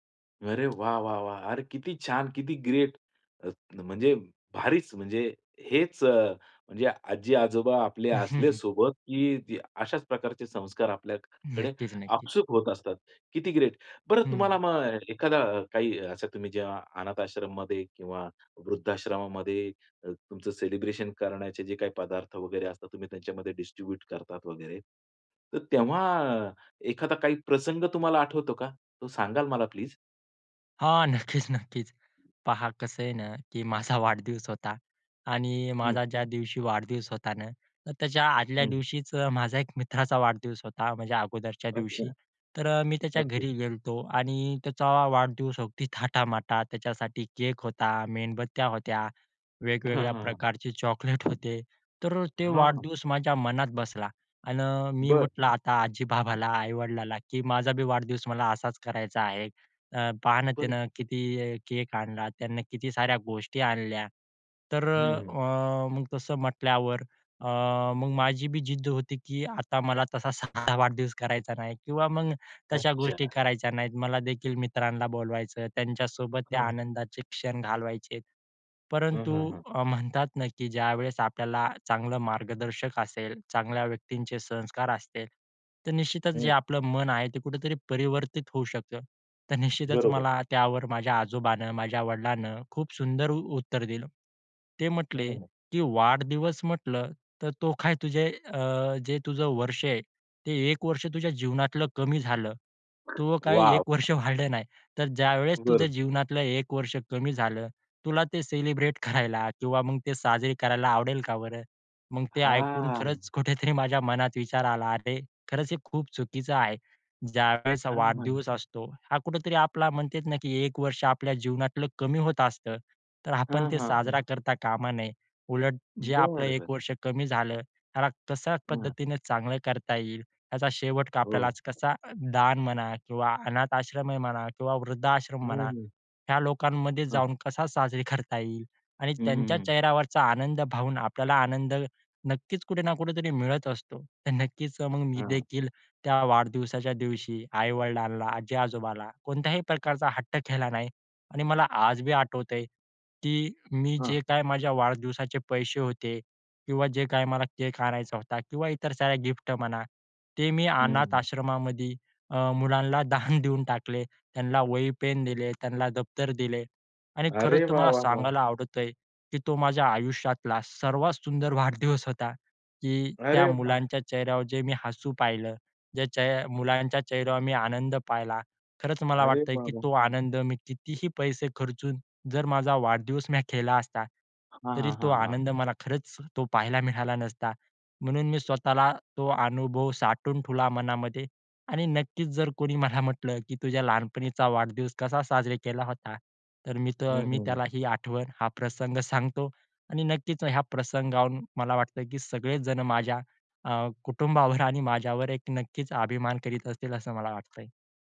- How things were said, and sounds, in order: tapping; chuckle; chuckle; laughing while speaking: "नक्कीच, नक्कीच"; other noise; chuckle; laughing while speaking: "तर निश्चितच"; chuckle; laughing while speaking: "वाढलं"; laughing while speaking: "करायला"; drawn out: "हां"; laughing while speaking: "कुठेतरी"; laughing while speaking: "करता"; laughing while speaking: "तर नक्कीच"; laughing while speaking: "हट्ट"; laughing while speaking: "दान"; in English: "वाढदिवस"; laughing while speaking: "मिळाला"; laughing while speaking: "मला"; laughing while speaking: "आणि"
- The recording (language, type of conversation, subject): Marathi, podcast, वाढदिवस किंवा छोटसं घरगुती सेलिब्रेशन घरी कसं करावं?